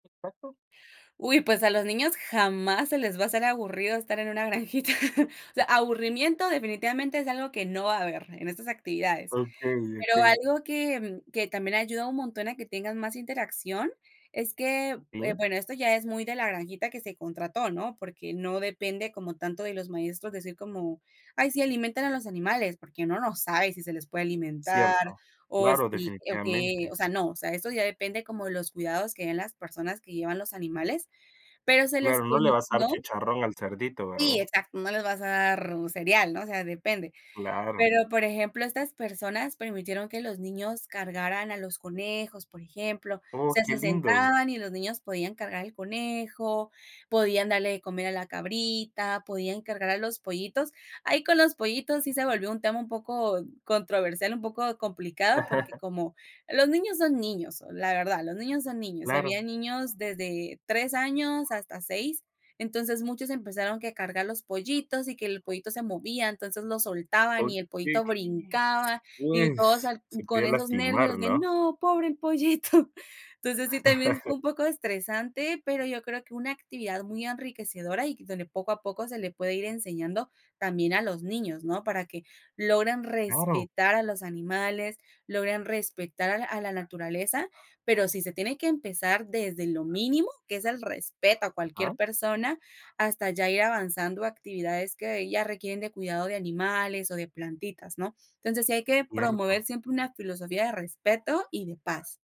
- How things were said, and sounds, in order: other background noise; chuckle; laugh; background speech; chuckle
- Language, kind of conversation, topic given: Spanish, podcast, ¿Cómo podemos despertar el amor por la naturaleza en los niños?